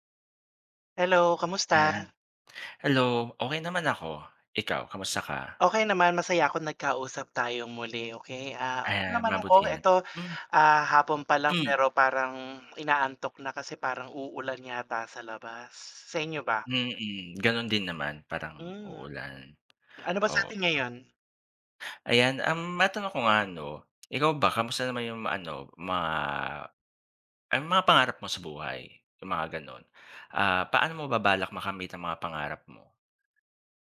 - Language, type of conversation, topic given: Filipino, unstructured, Paano mo balak makamit ang mga pangarap mo?
- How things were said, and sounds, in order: other background noise; tapping